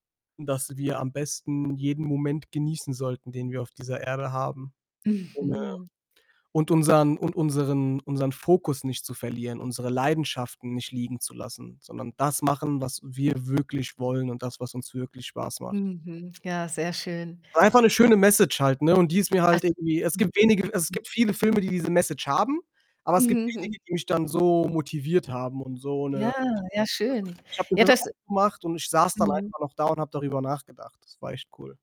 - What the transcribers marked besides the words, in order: distorted speech; other background noise; tapping; unintelligible speech; unintelligible speech
- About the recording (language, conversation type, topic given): German, podcast, Welcher Film hat dich besonders bewegt?